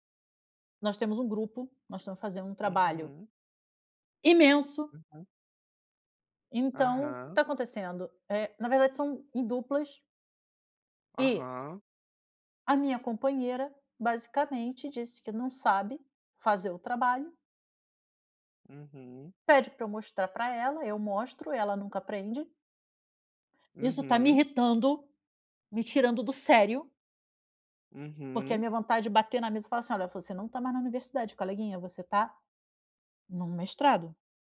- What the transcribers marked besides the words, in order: none
- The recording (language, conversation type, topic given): Portuguese, advice, Como posso viver alinhado aos meus valores quando os outros esperam algo diferente?